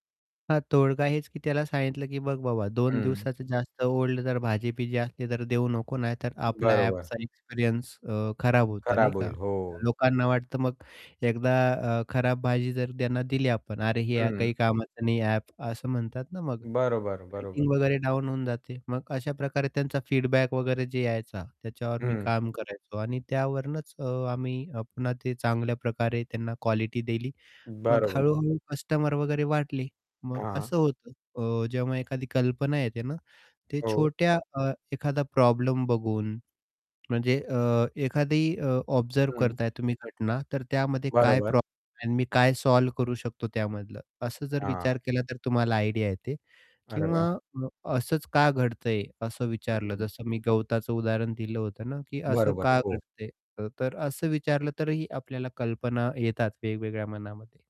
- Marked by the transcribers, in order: static; distorted speech; in English: "फीडबॅक"; other background noise; in English: "ऑब्झर्व्ह"; in English: "सॉल्व्ह"; in English: "आयडिया"
- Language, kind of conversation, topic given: Marathi, podcast, तुम्ही नवीन कल्पना कशा शोधता?